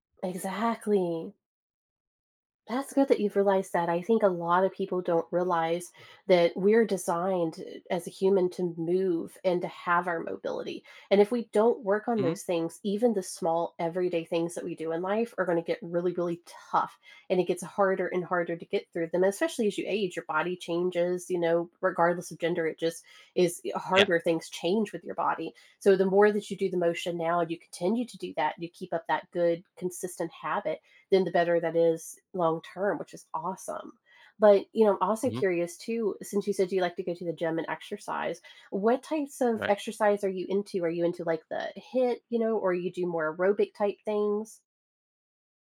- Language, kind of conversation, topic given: English, unstructured, How can I balance enjoying life now and planning for long-term health?
- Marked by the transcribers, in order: stressed: "Exactly"